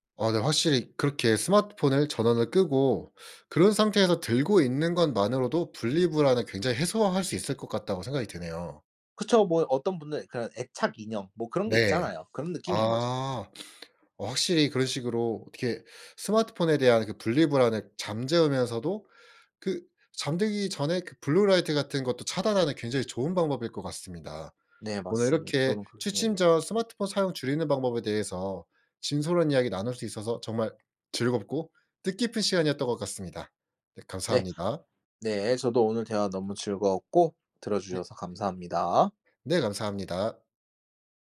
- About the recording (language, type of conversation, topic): Korean, podcast, 취침 전에 스마트폰 사용을 줄이려면 어떻게 하면 좋을까요?
- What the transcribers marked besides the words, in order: other background noise; sniff; in English: "블루 라이트"